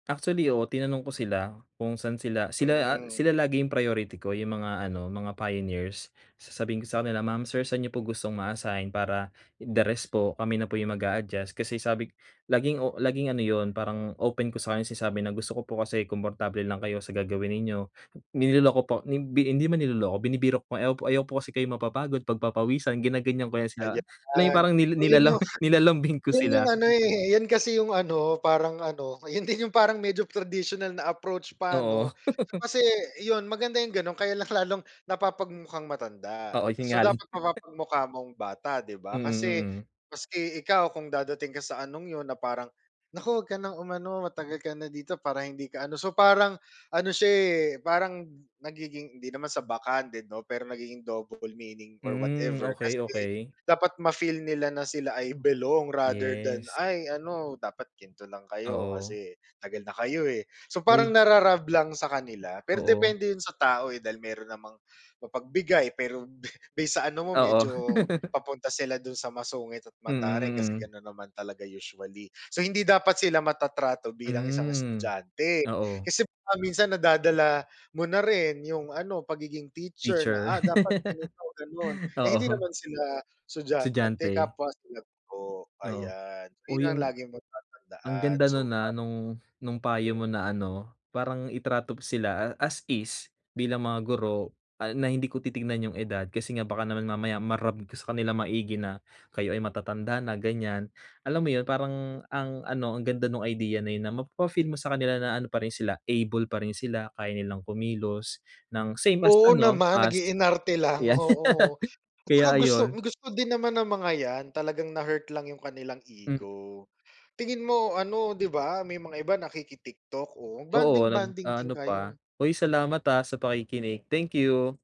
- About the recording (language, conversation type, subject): Filipino, advice, Paano ako makapagbibigay ng puna nang malinaw at magalang?
- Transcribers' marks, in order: in English: "pioneers"; in English: "the rest"; laughing while speaking: "nilala nilalambing"; laughing while speaking: "'yon"; laugh; chuckle; background speech; in English: "backhanded"; in English: "double meaning or whatever"; in English: "belong rather than"; wind; laugh; laughing while speaking: "be"; laugh; in English: "able"; laughing while speaking: "'yan"; chuckle; in English: "ego"